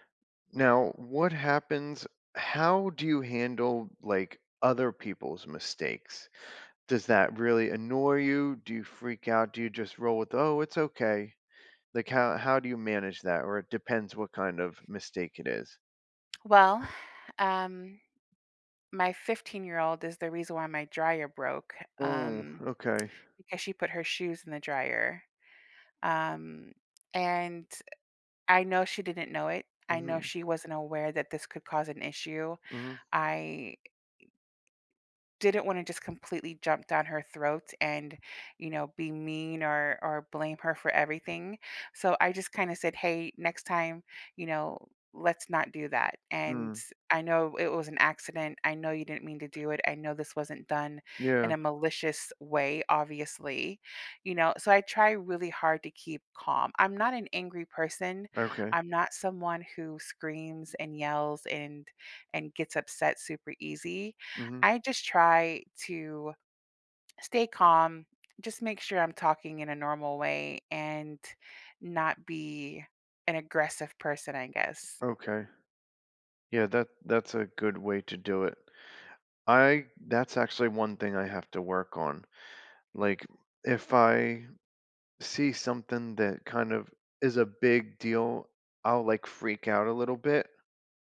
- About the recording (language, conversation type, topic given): English, unstructured, How are small daily annoyances kept from ruining one's mood?
- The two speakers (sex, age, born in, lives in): female, 45-49, United States, United States; male, 40-44, United States, United States
- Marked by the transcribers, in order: other background noise; tsk; sigh